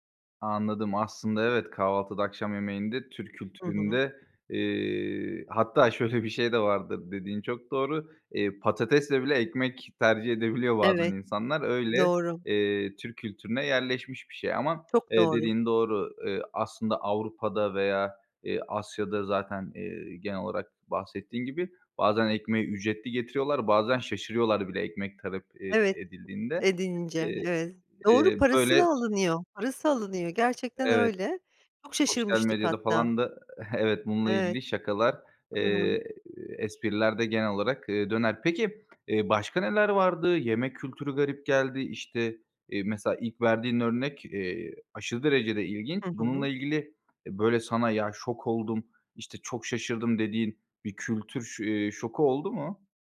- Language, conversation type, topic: Turkish, podcast, Seyahatlerinde karşılaştığın en şaşırtıcı kültürel alışkanlık neydi, anlatır mısın?
- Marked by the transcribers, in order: other background noise